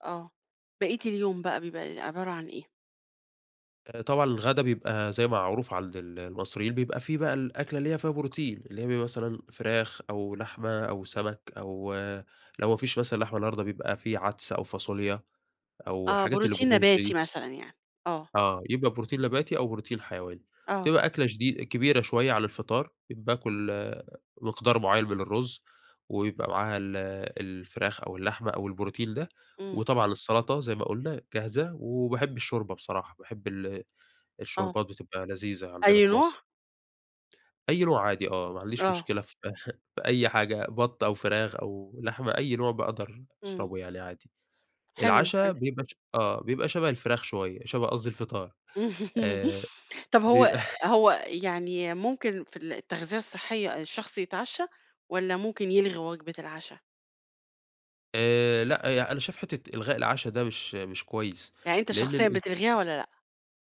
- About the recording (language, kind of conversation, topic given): Arabic, podcast, كيف بتاكل أكل صحي من غير ما تجوّع نفسك؟
- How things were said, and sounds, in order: chuckle; laugh; laugh